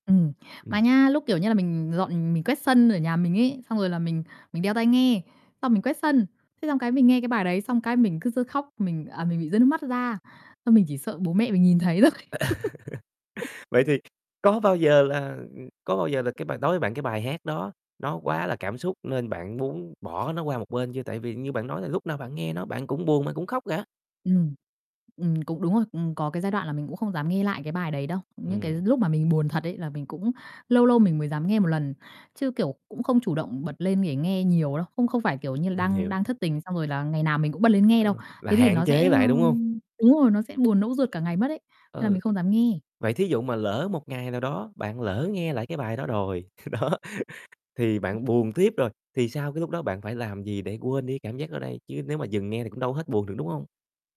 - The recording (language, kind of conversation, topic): Vietnamese, podcast, Có ca khúc nào từng khiến bạn rơi nước mắt không?
- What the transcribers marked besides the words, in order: tapping; laugh; other background noise; laughing while speaking: "thôi"; laugh; distorted speech; laughing while speaking: "đó"; laugh